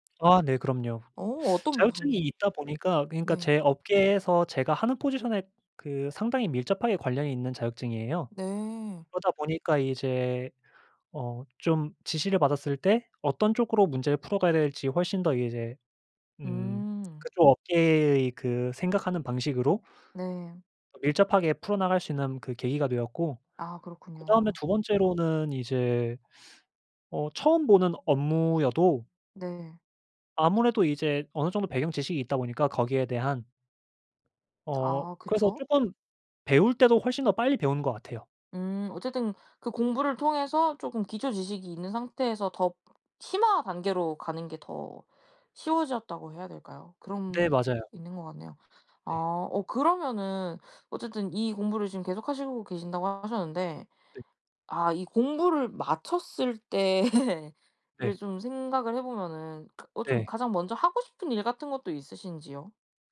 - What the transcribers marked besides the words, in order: other background noise; laughing while speaking: "때를"
- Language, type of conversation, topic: Korean, podcast, 공부 동기를 어떻게 찾으셨나요?